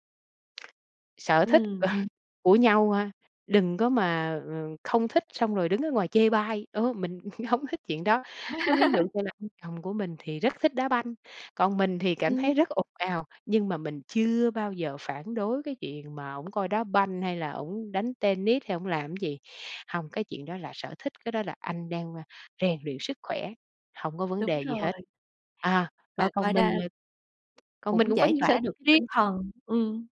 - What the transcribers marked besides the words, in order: other background noise; chuckle; tapping; laughing while speaking: "hông thích"; laugh; unintelligible speech
- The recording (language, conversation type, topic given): Vietnamese, podcast, Làm thế nào để đặt ranh giới với người thân mà vẫn giữ được tình cảm và hòa khí?